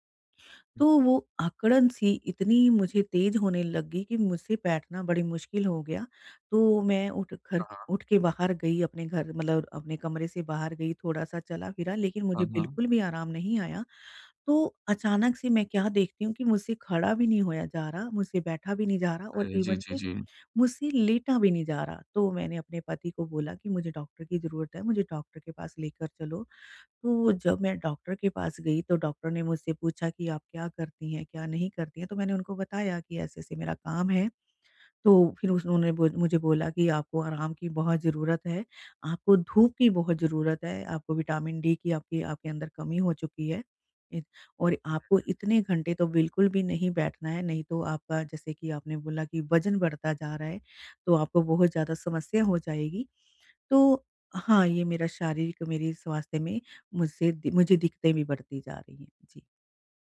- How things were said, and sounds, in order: in English: "इवन"; "दिक्कतें" said as "दिक्तें"
- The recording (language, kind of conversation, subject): Hindi, advice, मैं लंबे समय तक बैठा रहता हूँ—मैं अपनी रोज़मर्रा की दिनचर्या में गतिविधि कैसे बढ़ाऊँ?
- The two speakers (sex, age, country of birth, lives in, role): female, 45-49, India, India, user; male, 25-29, India, India, advisor